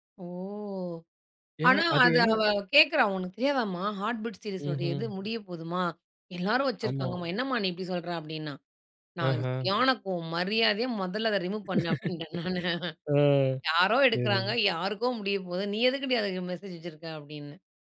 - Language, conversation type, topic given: Tamil, podcast, சினிமா கதைகள் நம்மை எப்படி பாதிக்கின்றன?
- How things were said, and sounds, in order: drawn out: "ஓ!"; in English: "சீரிஸ்"; other background noise; chuckle; in English: "ரிமூவ்"; laugh; tapping